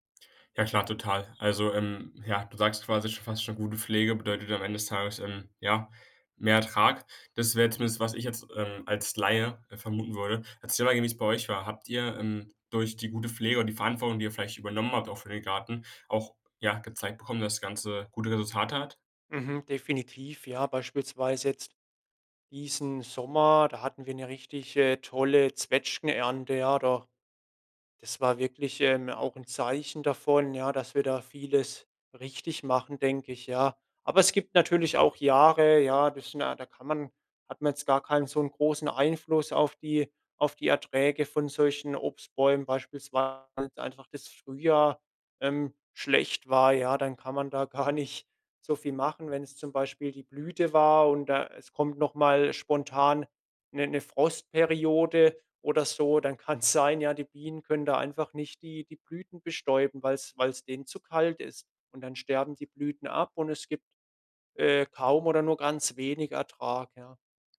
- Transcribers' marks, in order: laughing while speaking: "gar nicht"
- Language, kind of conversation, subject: German, podcast, Was kann uns ein Garten über Verantwortung beibringen?